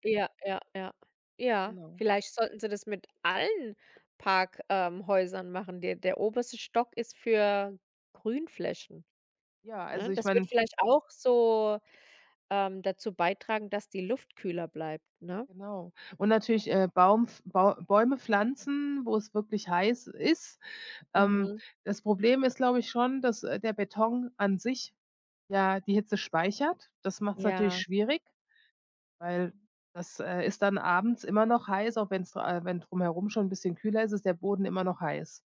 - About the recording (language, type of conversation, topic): German, podcast, Was kann jede Stadt konkret für Natur- und Klimaschutz tun?
- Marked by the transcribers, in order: stressed: "allen"; other background noise; stressed: "ist"